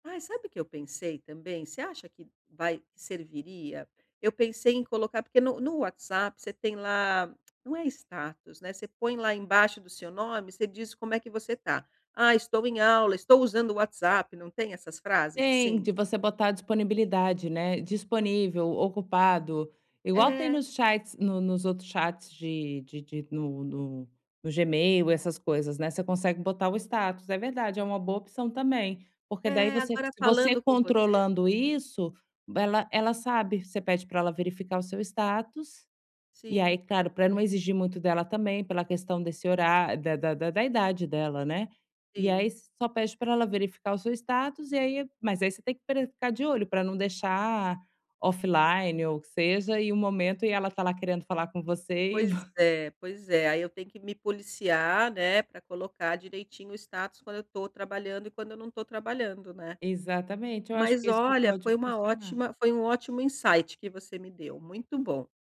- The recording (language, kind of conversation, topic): Portuguese, advice, Como posso reduzir as notificações e simplificar minhas assinaturas?
- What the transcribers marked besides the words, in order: "claro" said as "craro"; laughing while speaking: "e vo"; in English: "insight"